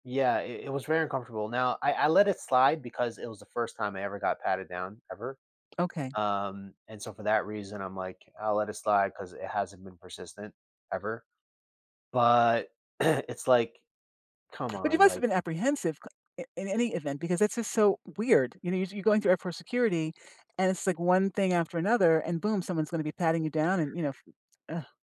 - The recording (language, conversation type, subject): English, unstructured, What annoys you most about airport security?
- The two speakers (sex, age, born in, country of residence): female, 65-69, United States, United States; male, 35-39, United States, United States
- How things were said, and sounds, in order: throat clearing